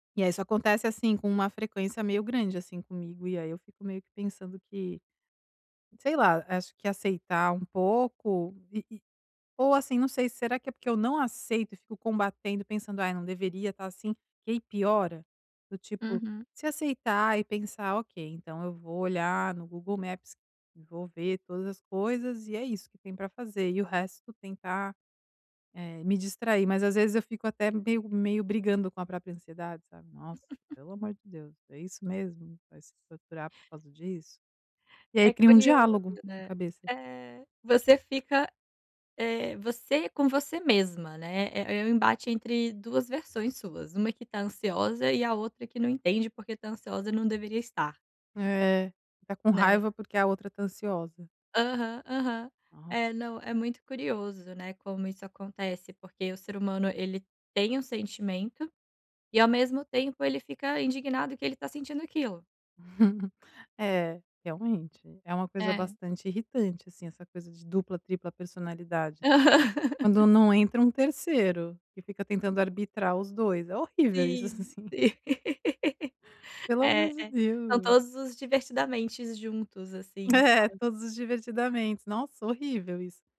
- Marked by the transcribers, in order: tapping; laugh; other background noise; chuckle; laughing while speaking: "Aham"; laugh; laughing while speaking: "assim"
- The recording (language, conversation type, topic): Portuguese, advice, Como posso aceitar a ansiedade como uma reação natural?